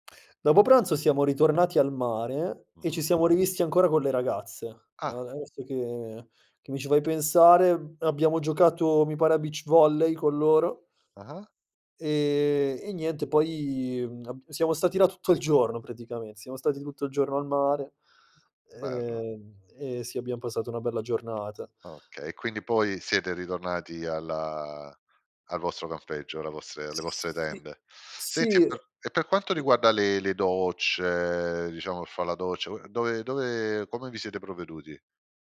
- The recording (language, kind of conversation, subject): Italian, podcast, Qual è un'avventura improvvisata che ricordi ancora?
- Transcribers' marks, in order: tapping; other background noise